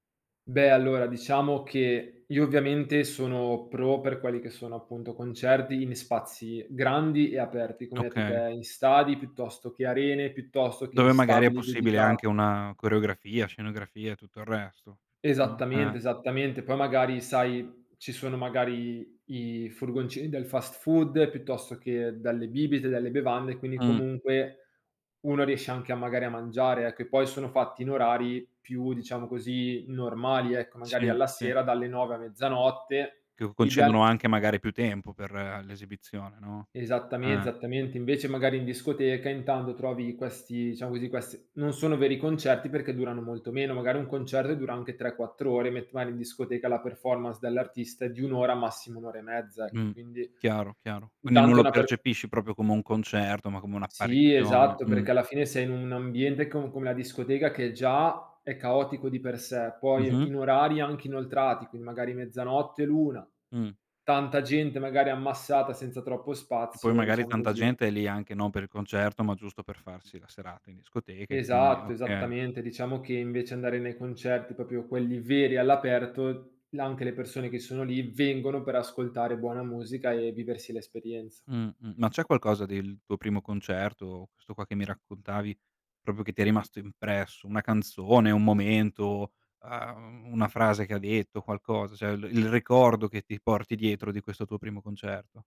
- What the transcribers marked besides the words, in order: other noise; "esattamente" said as "zattamente"; "diciamo" said as "iciamo"; "proprio" said as "propio"; "proprio" said as "popio"; "proprio" said as "propio"
- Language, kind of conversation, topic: Italian, podcast, Qual è stato il primo concerto a cui sei andato?